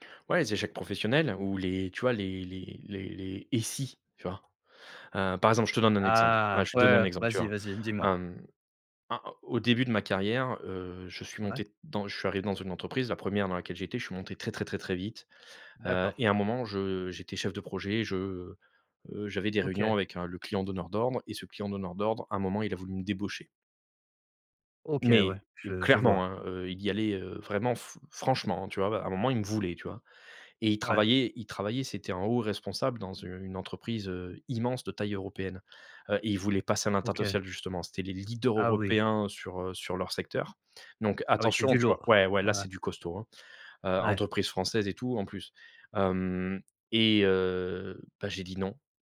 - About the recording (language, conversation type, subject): French, advice, Ruminer constamment des événements passés
- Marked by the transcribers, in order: stressed: "clairement"; stressed: "voulait"; "l'international" said as "intertational"